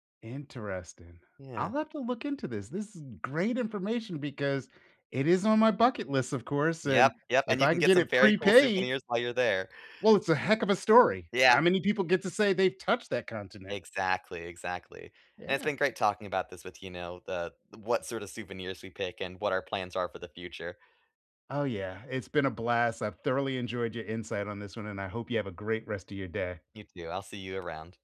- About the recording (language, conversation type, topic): English, unstructured, What makes a souvenir meaningful enough to bring home, and how do you avoid clutter?
- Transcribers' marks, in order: none